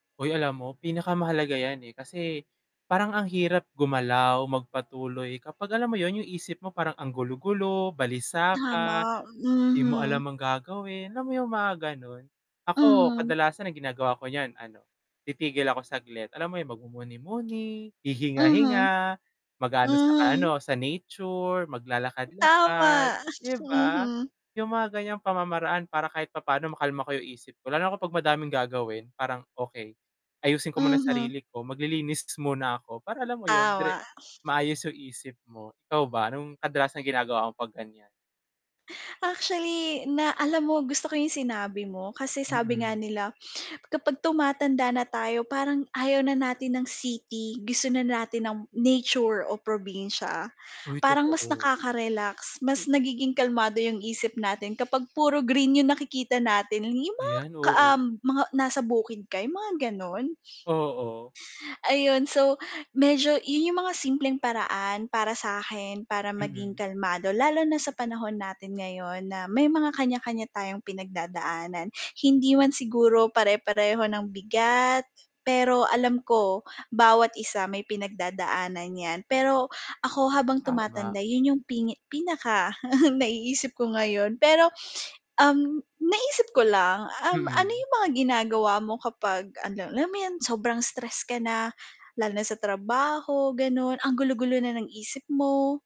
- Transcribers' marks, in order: mechanical hum; tapping; static; distorted speech; tongue click; sniff; other background noise; sniff; tongue click; tongue click; chuckle; sniff
- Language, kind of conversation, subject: Filipino, unstructured, Ano ang mga simpleng paraan para mapanatiling kalmado ang isip?